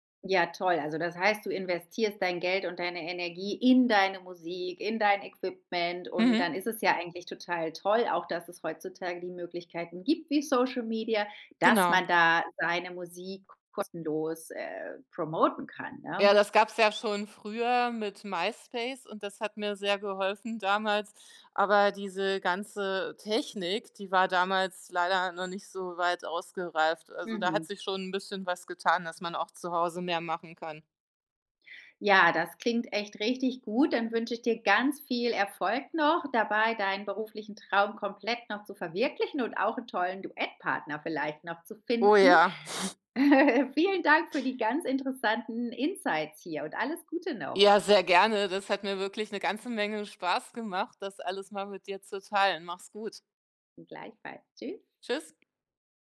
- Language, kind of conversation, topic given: German, podcast, Hast du einen beruflichen Traum, den du noch verfolgst?
- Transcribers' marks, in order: stressed: "in"; other background noise; chuckle; in English: "Insights"